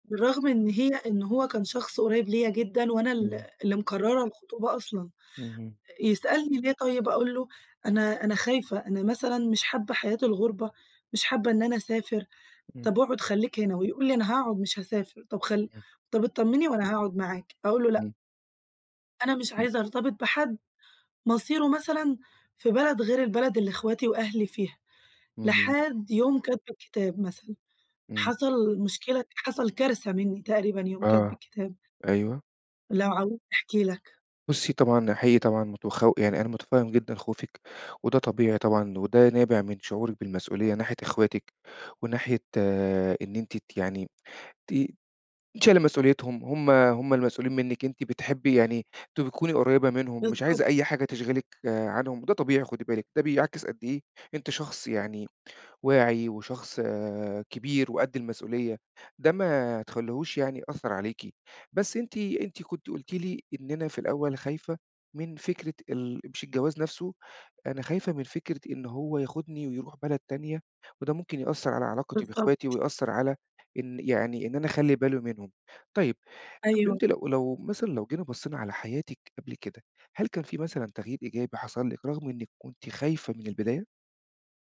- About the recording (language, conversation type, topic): Arabic, advice, صعوبة قبول التغيير والخوف من المجهول
- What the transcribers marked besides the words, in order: none